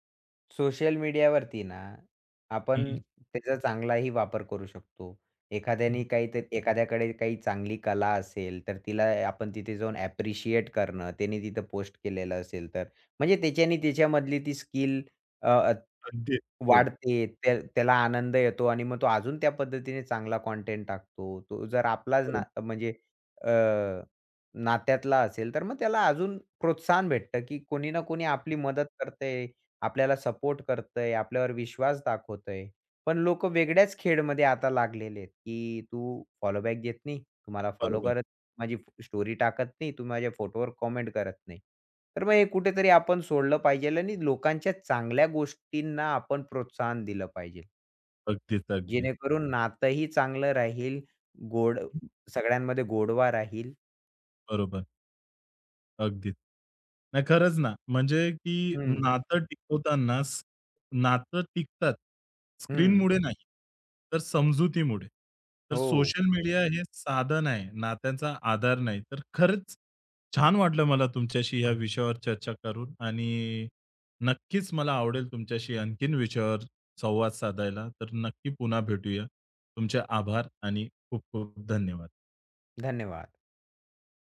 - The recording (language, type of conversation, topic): Marathi, podcast, सोशल मीडियावरून नाती कशी जपता?
- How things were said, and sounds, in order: other background noise; in English: "स्टोरी"; in English: "कमेंट"; tapping